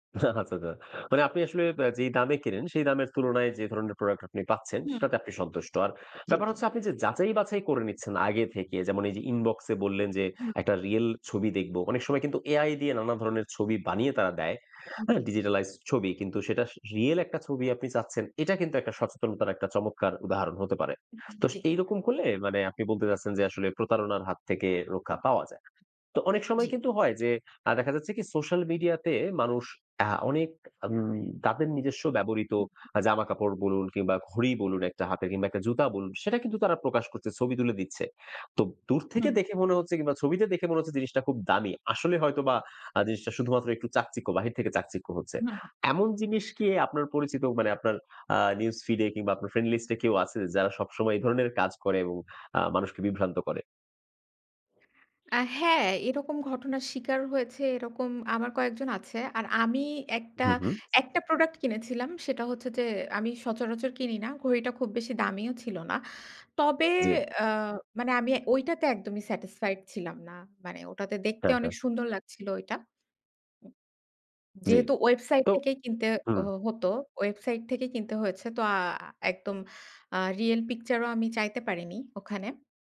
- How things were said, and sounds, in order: chuckle; laughing while speaking: "আচ্ছা, আচ্ছা"; in English: "digitalized"; unintelligible speech; other background noise; in English: "satisfied"
- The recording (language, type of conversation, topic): Bengali, podcast, সোশ্যাল মিডিয়া কি তোমাকে সিদ্ধান্ত নিতে আটকে দেয়?